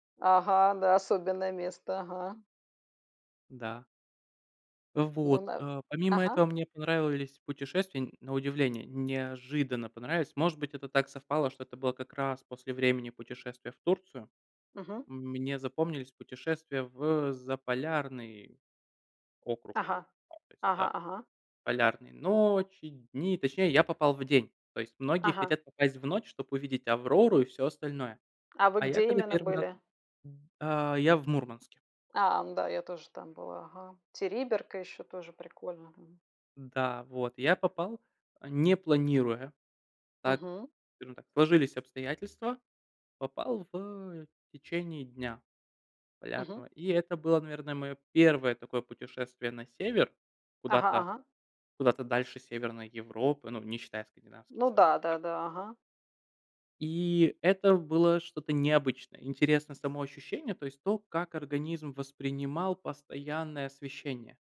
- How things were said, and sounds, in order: none
- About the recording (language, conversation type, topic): Russian, unstructured, Что тебе больше всего нравится в твоём увлечении?